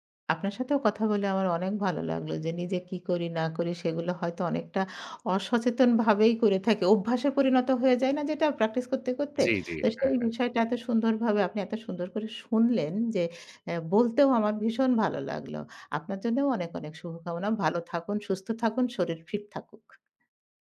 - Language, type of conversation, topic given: Bengali, podcast, জিমে না গিয়ে কীভাবে ফিট থাকা যায়?
- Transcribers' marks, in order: tapping; horn